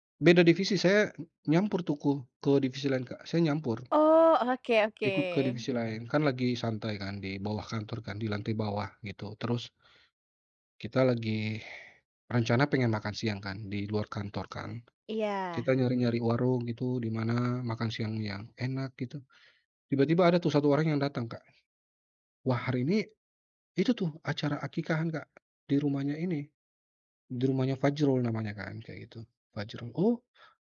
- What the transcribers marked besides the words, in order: tapping
- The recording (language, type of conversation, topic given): Indonesian, podcast, Langkah kecil apa yang bisa membuat seseorang merasa lebih terhubung?